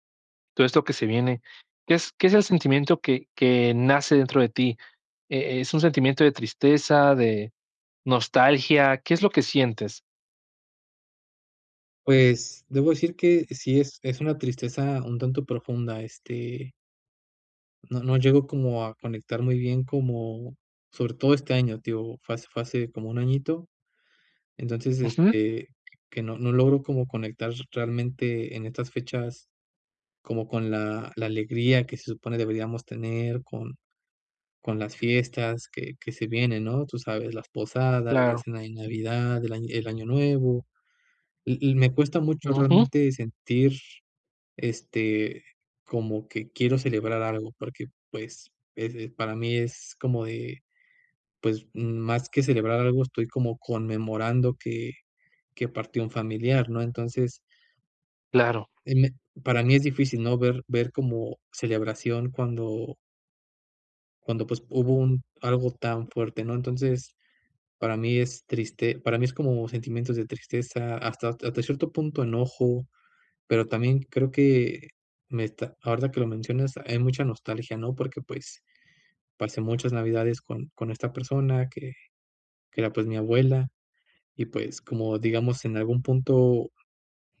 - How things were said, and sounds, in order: tapping; other background noise
- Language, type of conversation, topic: Spanish, advice, ¿Cómo ha influido una pérdida reciente en que replantees el sentido de todo?